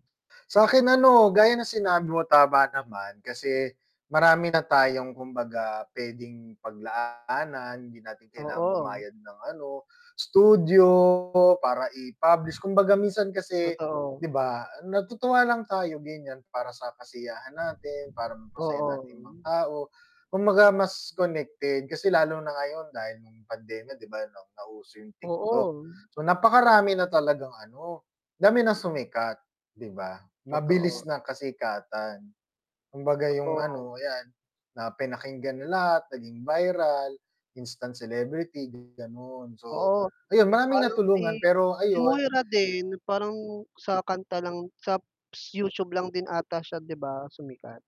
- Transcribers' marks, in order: static; distorted speech; other background noise; mechanical hum
- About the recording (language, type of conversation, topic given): Filipino, unstructured, Paano mo ilalarawan ang mga pagbabagong naganap sa musika mula noon hanggang ngayon?